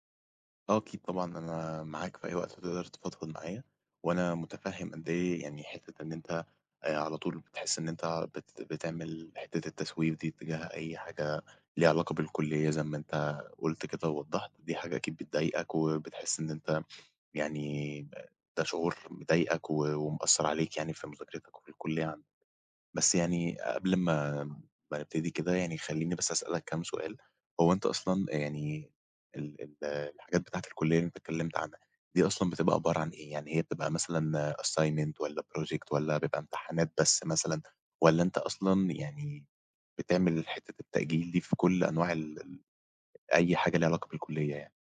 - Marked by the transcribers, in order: in English: "assignment"; in English: "project"
- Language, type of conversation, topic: Arabic, advice, إزاي أبطل التسويف وأنا بشتغل على أهدافي المهمة؟